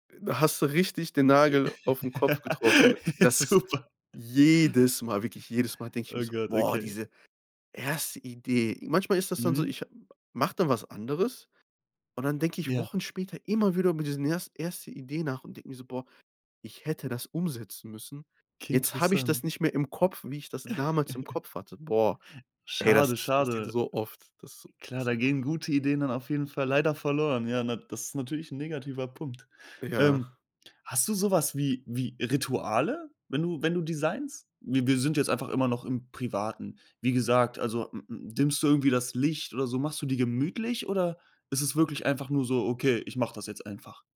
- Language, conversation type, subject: German, podcast, Welche kleinen Schritte können deine Kreativität fördern?
- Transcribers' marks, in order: laugh; laughing while speaking: "Super"; stressed: "jedes"; giggle